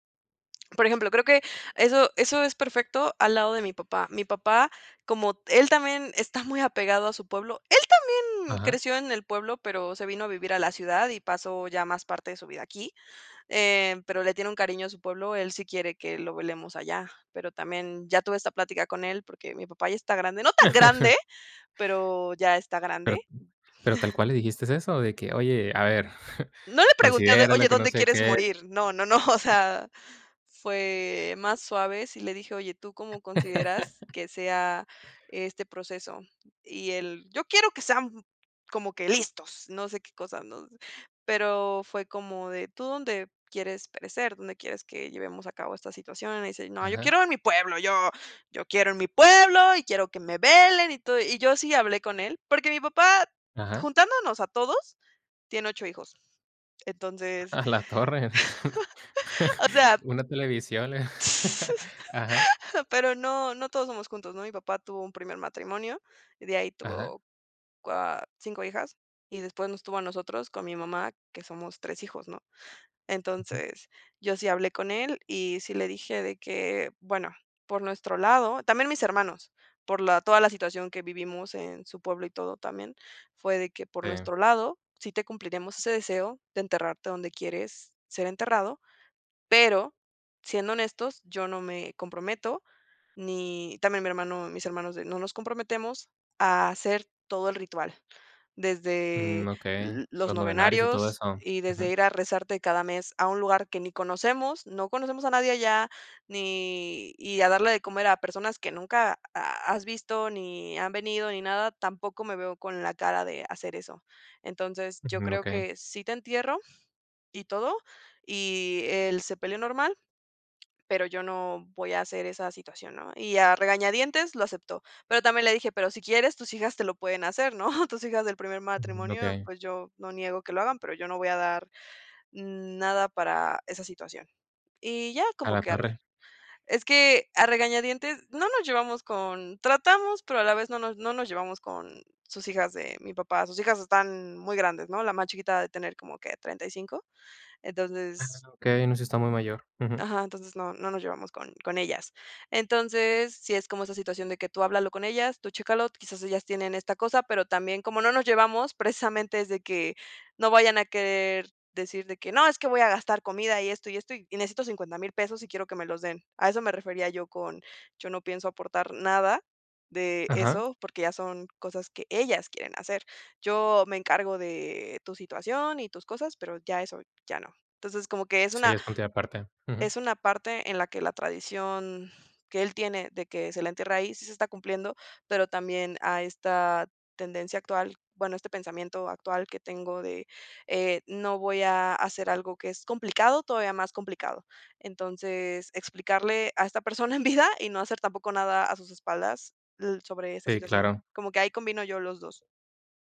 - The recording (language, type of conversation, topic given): Spanish, podcast, ¿Cómo combinas la tradición cultural con las tendencias actuales?
- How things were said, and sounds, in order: other background noise; laugh; chuckle; chuckle; laugh; chuckle; laugh; other noise; laugh